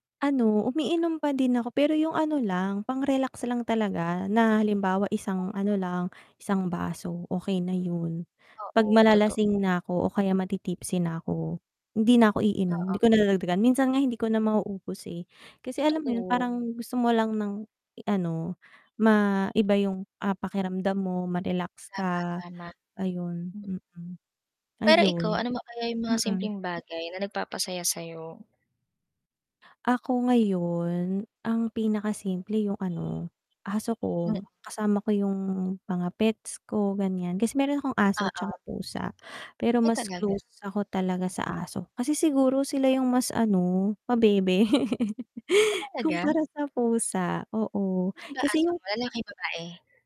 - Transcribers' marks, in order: static; distorted speech; tapping; horn; laugh
- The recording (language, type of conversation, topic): Filipino, unstructured, Paano mo nilalabanan ang stress at lungkot sa araw-araw at paano mo pinananatili ang positibong pananaw sa buhay?